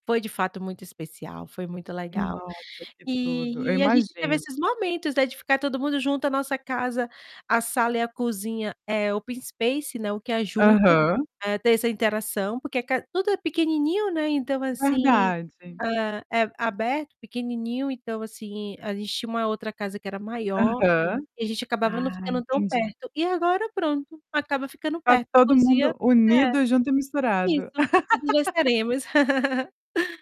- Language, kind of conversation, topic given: Portuguese, podcast, Como cozinhar em família pode fortalecer os vínculos?
- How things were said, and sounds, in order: distorted speech; in English: "open space"; tapping; laugh; chuckle